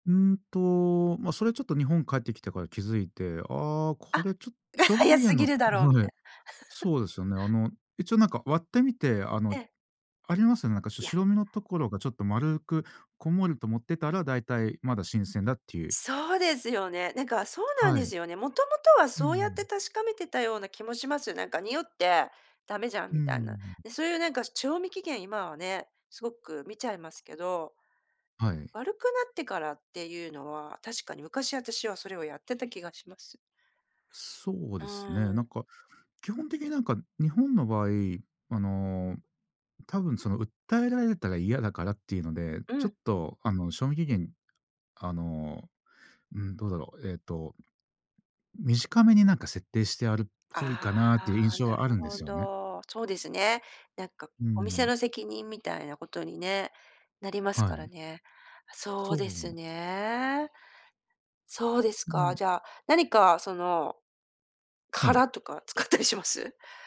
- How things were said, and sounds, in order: laugh; other noise; laughing while speaking: "使ったりします？"
- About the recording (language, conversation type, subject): Japanese, podcast, フードロスを減らすために普段どんな工夫をしていますか？